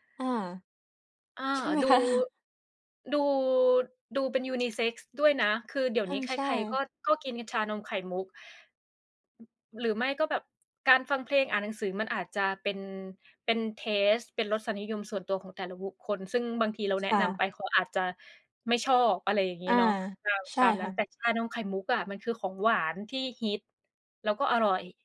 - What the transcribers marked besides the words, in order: laughing while speaking: "คะ ?"; in English: "ยูนิเซ็กซ์"; tapping; in English: "เทสต์"
- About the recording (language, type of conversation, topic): Thai, unstructured, อะไรคือสิ่งเล็กๆ ที่ทำให้คุณมีความสุขในแต่ละวัน?